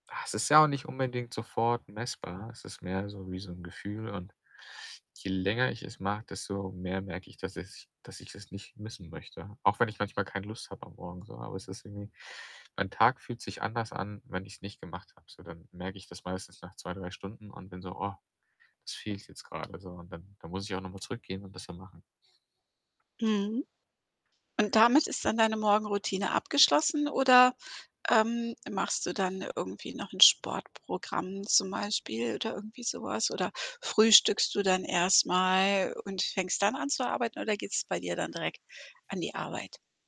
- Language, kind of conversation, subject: German, podcast, Wie sieht deine Morgenroutine an einem ganz normalen Tag aus?
- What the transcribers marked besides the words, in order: other background noise; background speech